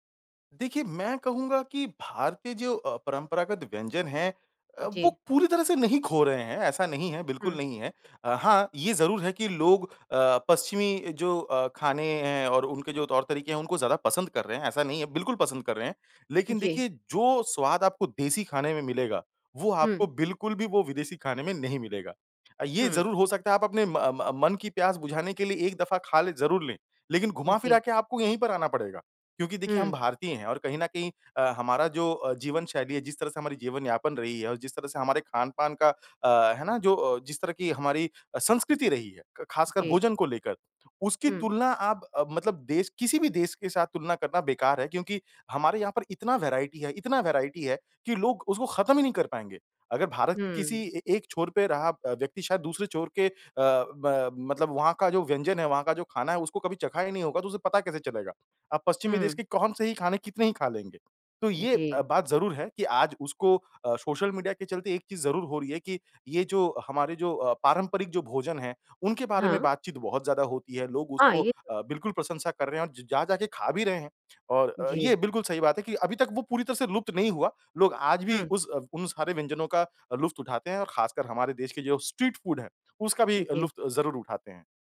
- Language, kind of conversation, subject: Hindi, podcast, खाना बनाना सीखने का तुम्हारा पहला अनुभव कैसा रहा?
- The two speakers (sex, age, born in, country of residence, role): female, 50-54, India, India, host; male, 30-34, India, India, guest
- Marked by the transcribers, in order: in English: "वैरायटी"; in English: "वैरायटी"; in English: "स्ट्रीट फ़ूड"